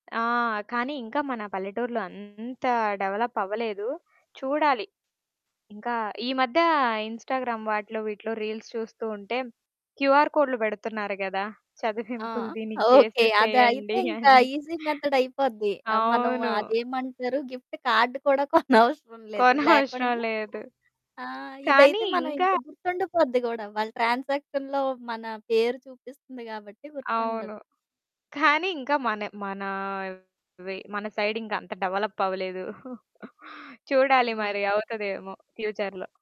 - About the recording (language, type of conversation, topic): Telugu, podcast, చెల్లింపులు పూర్తిగా డిజిటల్‌గా మారితే మన రోజువారీ జీవితంలో ఏమేమి మార్పులు వస్తాయి?
- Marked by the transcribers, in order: distorted speech; in English: "డెవలప్"; in English: "ఇన్‌స్టాగ్రామ్"; in English: "రీల్స్"; in English: "క్యూఆర్"; laughing while speaking: "చదివింపులు దీనికి చేసేసేయండి అని"; laughing while speaking: "ఓకే"; in English: "ఈజి మెథడ్"; other background noise; in English: "గిఫ్ట్ కార్డ్"; laughing while speaking: "కొనవసరం లేదు"; laughing while speaking: "కొనవసరం"; in English: "ట్రాన్సాక్షన్‌లో"; in English: "సైడ్"; in English: "డెవలప్"; giggle; in English: "ఫ్యూచర్‌లో"